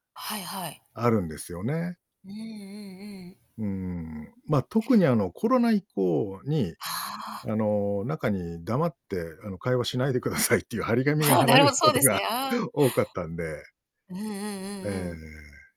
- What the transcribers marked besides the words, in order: static; laughing while speaking: "くださいっていう張り紙が貼られることが多かったんで"
- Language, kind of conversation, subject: Japanese, podcast, 最近ハマっているドラマは何ですか？